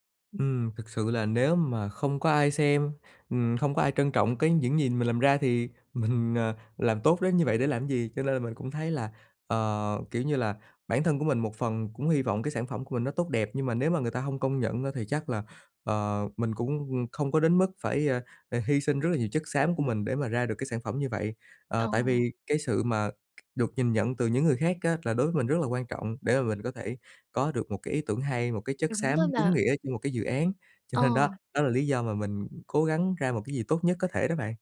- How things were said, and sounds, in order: laughing while speaking: "mình"; tapping
- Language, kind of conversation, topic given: Vietnamese, advice, Làm thế nào để vượt qua cầu toàn gây trì hoãn và bắt đầu công việc?